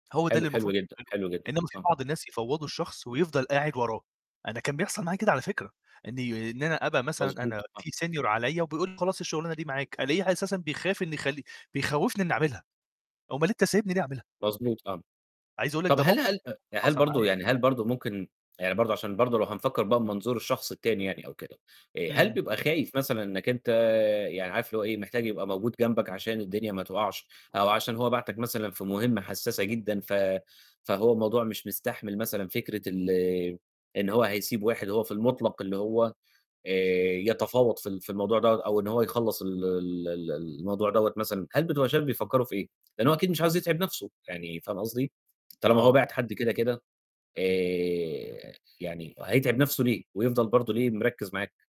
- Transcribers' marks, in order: distorted speech; other noise; in English: "senior"; tapping; other background noise
- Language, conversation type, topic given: Arabic, podcast, إيه طريقتك في تفويض المهام بشكل فعّال؟